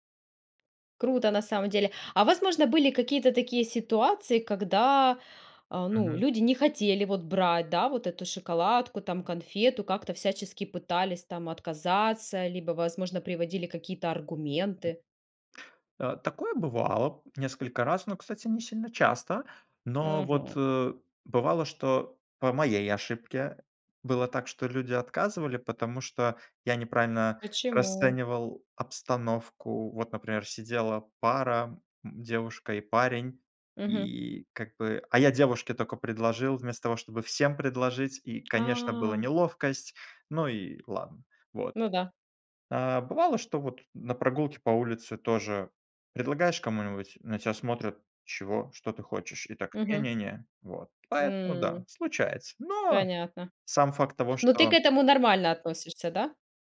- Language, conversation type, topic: Russian, podcast, Как природа или прогулки влияют на твоё состояние?
- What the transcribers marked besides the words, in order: tapping; other background noise